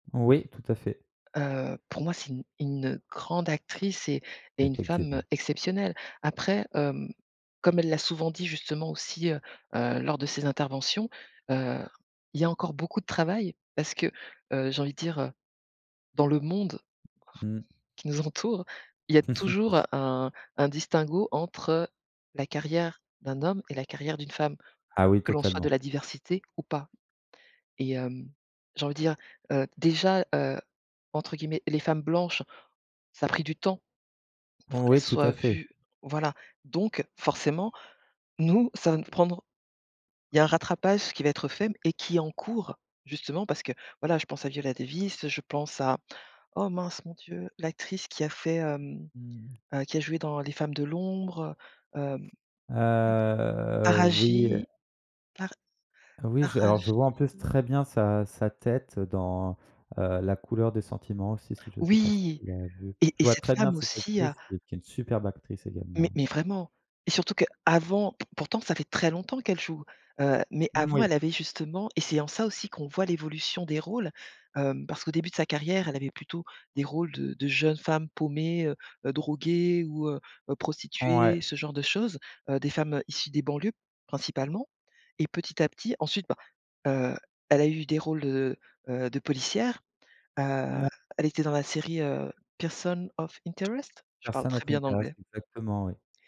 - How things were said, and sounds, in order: tapping; chuckle; other background noise; drawn out: "Heu"
- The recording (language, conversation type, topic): French, podcast, Comment les médias traitent-ils la question de la diversité ?